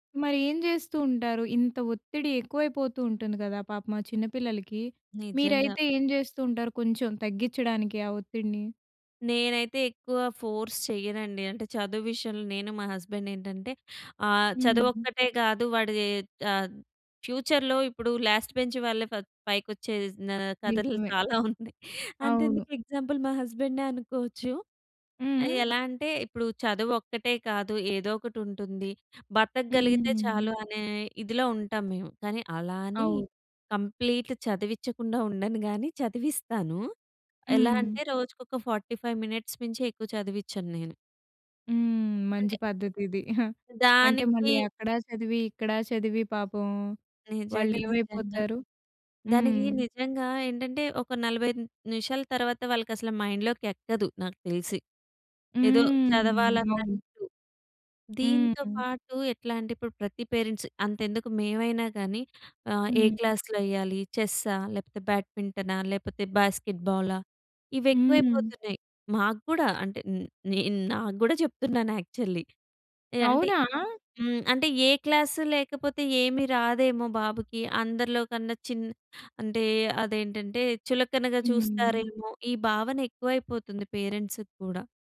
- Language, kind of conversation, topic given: Telugu, podcast, స్కూల్‌లో మానసిక ఆరోగ్యానికి ఎంత ప్రాధాన్యం ఇస్తారు?
- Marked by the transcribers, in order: in English: "ఫోర్స్"; in English: "హస్బాండ్"; in English: "ఫ్యూచర్"; in English: "లాస్ట్ బెంచ్"; laughing while speaking: "నా కథలు చాలా ఉన్నాయి"; in English: "ఎగ్జాంపుల్"; in English: "కంప్లీట్"; in English: "మినిట్స్"; giggle; in English: "మైండ్‌లోకి"; in English: "పేరెంట్స్"; in English: "క్లాస్‌లో"; in English: "యాక్చువల్లీ"; in English: "పేరెంట్స్‌కి"